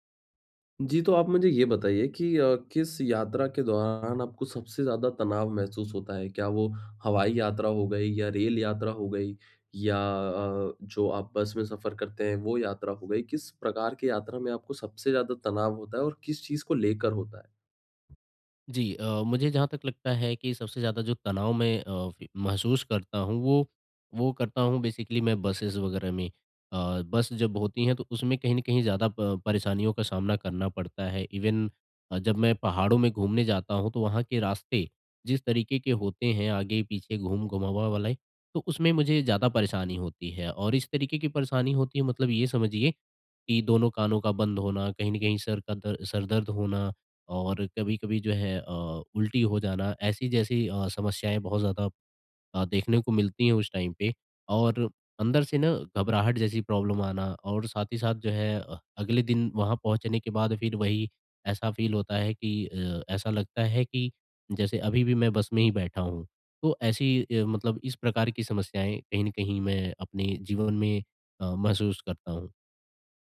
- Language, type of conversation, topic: Hindi, advice, यात्रा के दौरान तनाव और चिंता को कम करने के लिए मैं क्या करूँ?
- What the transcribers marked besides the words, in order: in English: "बेसिकली"; in English: "बसेज़"; in English: "इवेन"; in English: "टाइम"; in English: "प्रॉब्लम"; in English: "फ़ील"